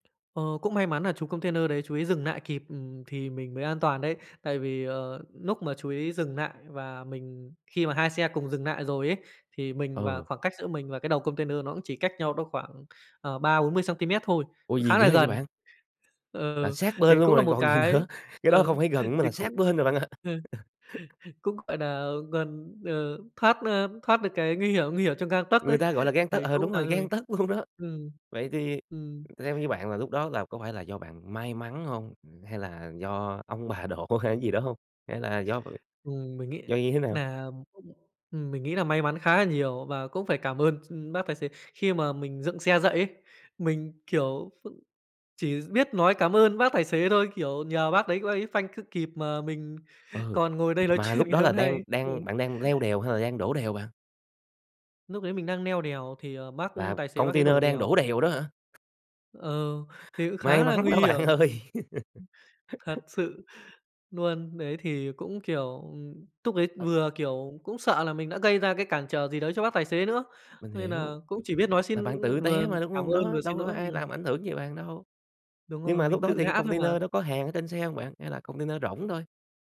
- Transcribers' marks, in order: "lúc" said as "núc"; "lại" said as "nại"; "lại" said as "nại"; laughing while speaking: "còn gì nữa"; "cũng" said as "ừng"; laughing while speaking: "ạ"; laugh; laughing while speaking: "luôn đó"; laughing while speaking: "độ hay"; unintelligible speech; "là" said as "nà"; unintelligible speech; tapping; other background noise; laughing while speaking: "chuyện"; "leo" said as "neo"; laughing while speaking: "May mắn đó bạn ơi"; laugh; unintelligible speech; "là" said as "nà"
- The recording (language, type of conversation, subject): Vietnamese, podcast, Bạn có thể kể về một tai nạn nhỏ mà từ đó bạn rút ra được một bài học lớn không?